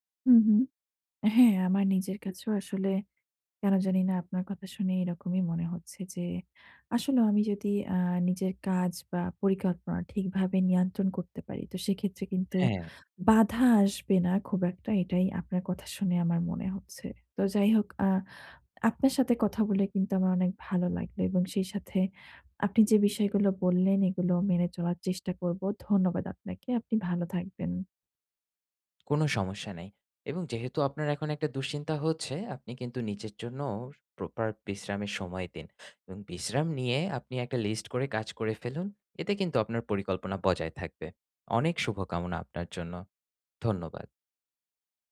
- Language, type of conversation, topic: Bengali, advice, পরিকল্পনায় হঠাৎ ব্যস্ততা বা বাধা এলে আমি কীভাবে সামলাব?
- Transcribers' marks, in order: tapping